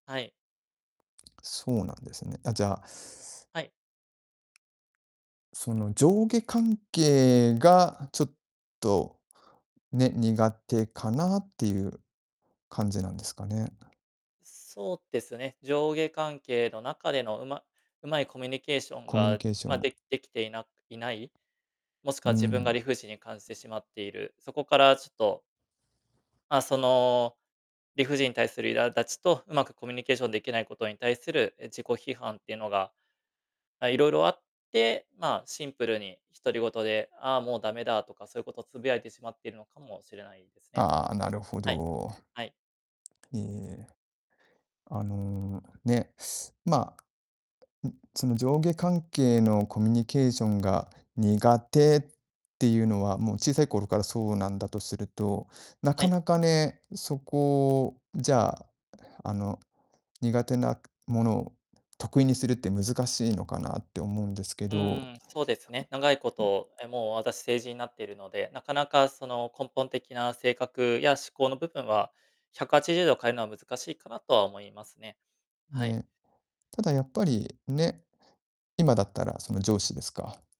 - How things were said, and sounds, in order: distorted speech; teeth sucking
- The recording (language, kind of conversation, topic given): Japanese, advice, 自分の内なる否定的な声（自己批判）が強くてつらいとき、どう向き合えばよいですか？